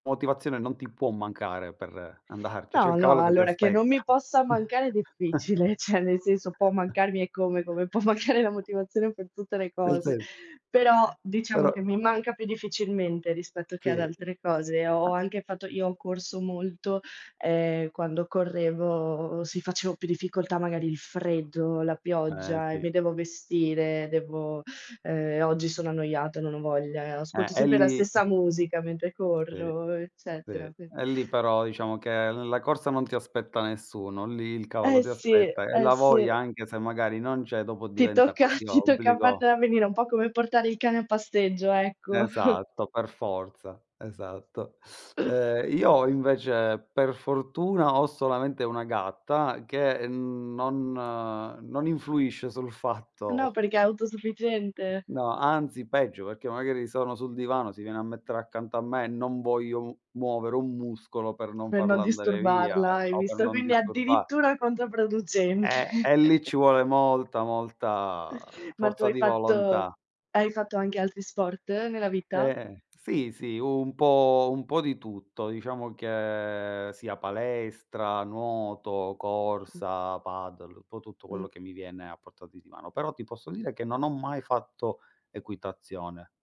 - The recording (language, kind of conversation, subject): Italian, unstructured, Cosa ti motiva a continuare a fare esercizio con regolarità?
- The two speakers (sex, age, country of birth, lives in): female, 20-24, Italy, Italy; male, 35-39, Italy, Italy
- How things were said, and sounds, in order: tapping; "cioè" said as "ceh"; laughing while speaking: "può mancare"; chuckle; other background noise; laughing while speaking: "tocca"; chuckle; other noise; drawn out: "n"; laughing while speaking: "controproducente"; chuckle; drawn out: "che"